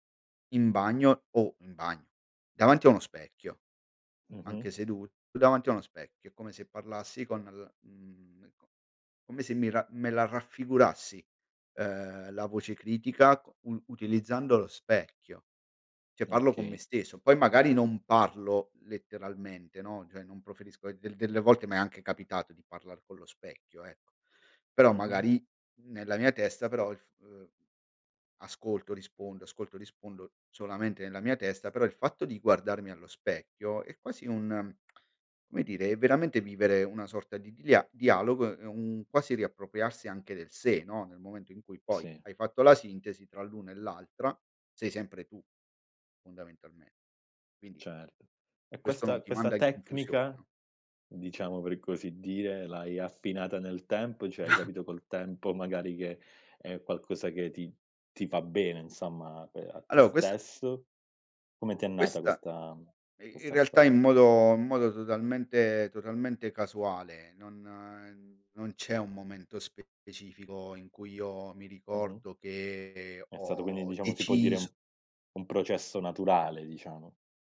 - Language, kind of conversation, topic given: Italian, podcast, Come gestisci la voce critica dentro di te?
- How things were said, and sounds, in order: tsk; chuckle; "Allora" said as "allò"